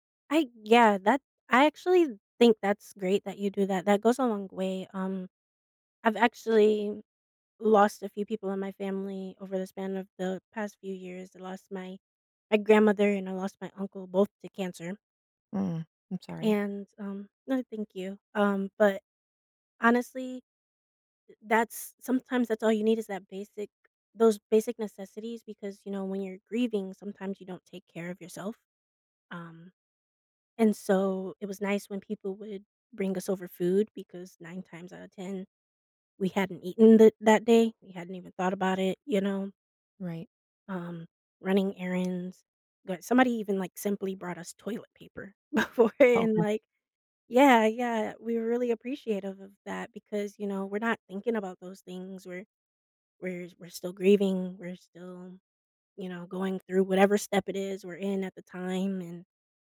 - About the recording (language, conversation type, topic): English, unstructured, How can someone support a friend who is grieving?
- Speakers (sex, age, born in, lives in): female, 30-34, United States, United States; female, 40-44, United States, United States
- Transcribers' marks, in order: tapping; laughing while speaking: "before and"